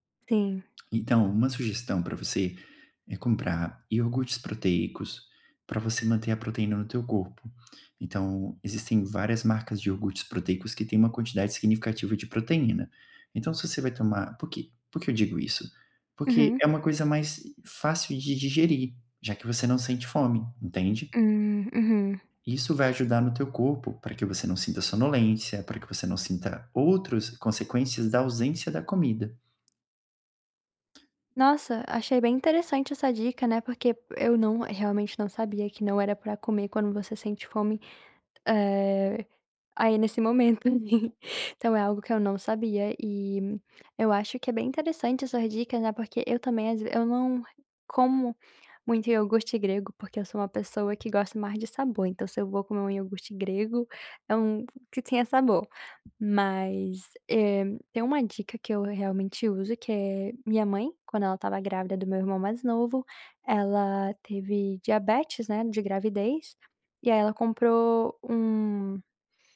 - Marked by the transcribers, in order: "iogurtes" said as "iorgutes"; other background noise; tapping; laughing while speaking: "momento, assim"
- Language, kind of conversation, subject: Portuguese, advice, Como posso saber se a fome que sinto é emocional ou física?
- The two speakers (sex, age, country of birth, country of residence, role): female, 20-24, Brazil, United States, user; male, 30-34, Brazil, Portugal, advisor